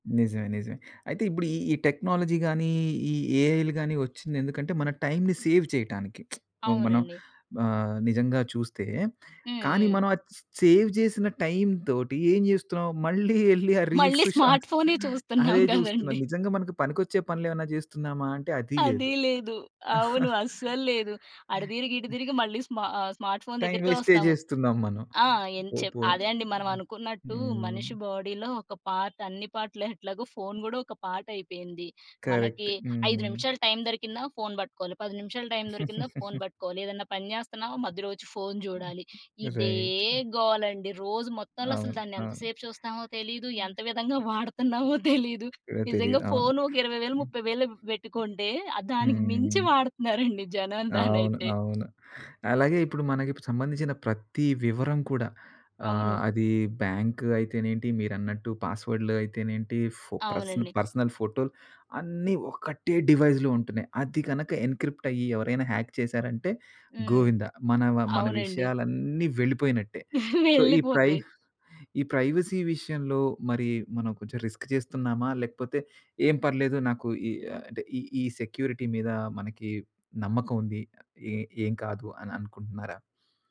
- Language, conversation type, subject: Telugu, podcast, భవిష్యత్తులో స్మార్ట్‌ఫోన్లు మన రోజువారీ జీవితాన్ని ఎలా మార్చుతాయని మీరు అనుకుంటున్నారు?
- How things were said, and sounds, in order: tapping; in English: "టెక్నాలజీ"; in English: "టైమ్‌ని సేవ్"; lip smack; in English: "సేవ్"; in English: "టైమ్"; laughing while speaking: "మళ్ళి స్మార్ట్ ఫోనే చూస్తున్నాం గదండీ"; in English: "రీల్స్, షాట్స్"; in English: "స్మార్ట్"; chuckle; laughing while speaking: "అదీ లేదు. అవును. అస్సల్లేదు"; chuckle; in English: "స్మార్ట్ ఫోన్"; in English: "బాడీలో"; in English: "పార్ట్"; in English: "పార్ట్"; in English: "కరెక్ట్"; giggle; other background noise; in English: "రైట్"; laughing while speaking: "వాడుతున్నామో తెలీదు"; unintelligible speech; in English: "పర్సనల్"; stressed: "ఒక్కటే"; in English: "డివైస్‌లో"; in English: "ఎన్‌క్రి‌ప్ట్"; in English: "హ్యాక్"; chuckle; in English: "సో"; in English: "ప్రైవసీ"; in English: "రిస్క్"; in English: "సెక్యూరిటీ"